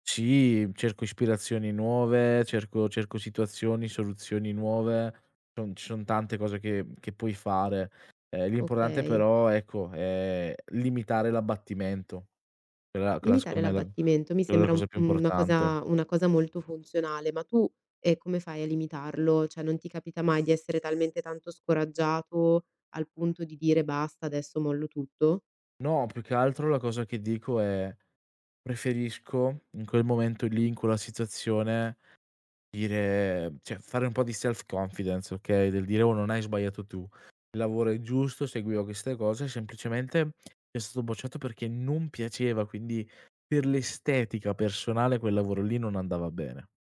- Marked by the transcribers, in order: "l'importante" said as "imporante"; other background noise; "Cioè" said as "ceh"; "cioè" said as "ceh"; in English: "self confidence"; stressed: "non"
- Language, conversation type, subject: Italian, podcast, Qual è il primo passo che consiglieresti a chi vuole ricominciare?